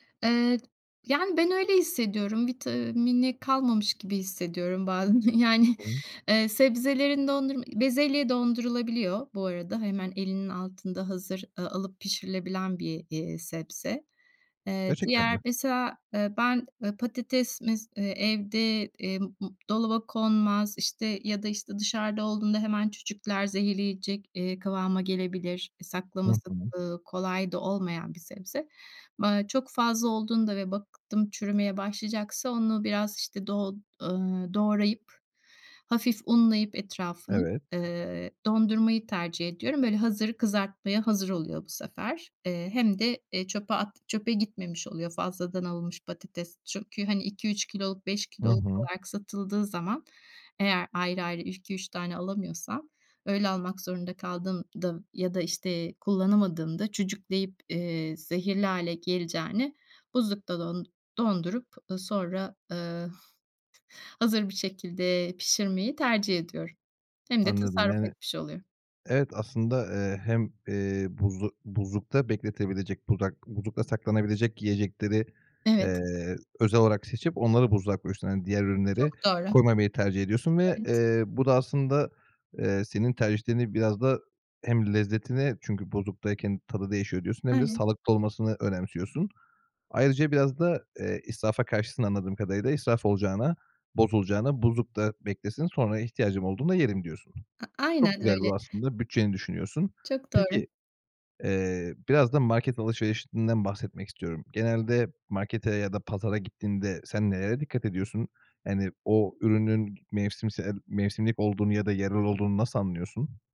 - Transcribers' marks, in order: laughing while speaking: "bazen, yani"; unintelligible speech; other background noise; tapping
- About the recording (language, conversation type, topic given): Turkish, podcast, Yerel ve mevsimlik yemeklerle basit yaşam nasıl desteklenir?